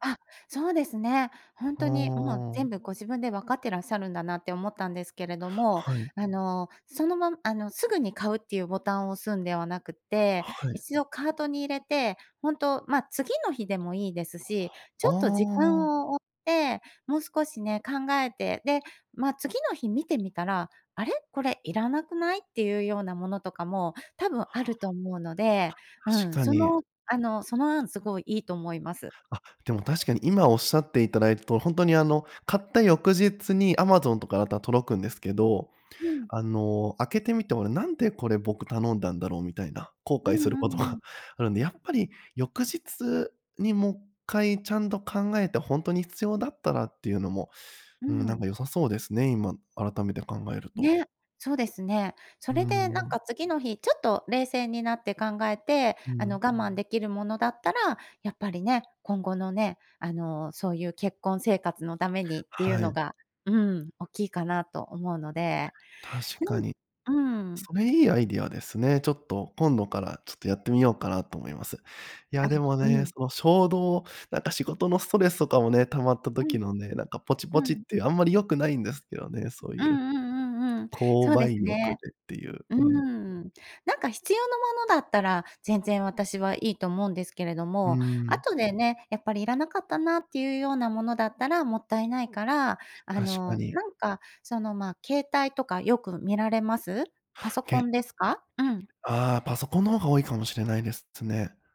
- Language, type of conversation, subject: Japanese, advice, 衝動買いを繰り返して貯金できない習慣をどう改善すればよいですか？
- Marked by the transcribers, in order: other background noise; unintelligible speech